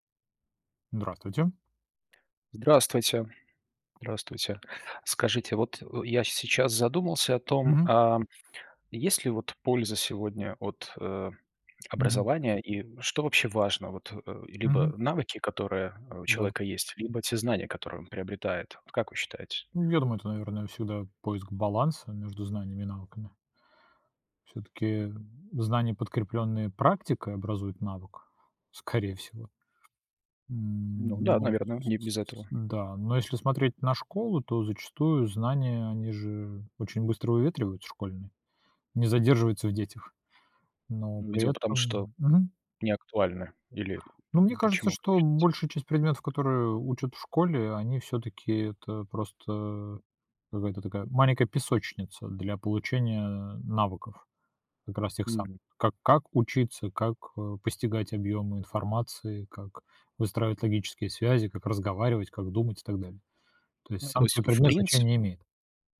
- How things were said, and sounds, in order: tapping; other background noise
- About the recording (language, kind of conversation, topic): Russian, unstructured, Что важнее в школе: знания или навыки?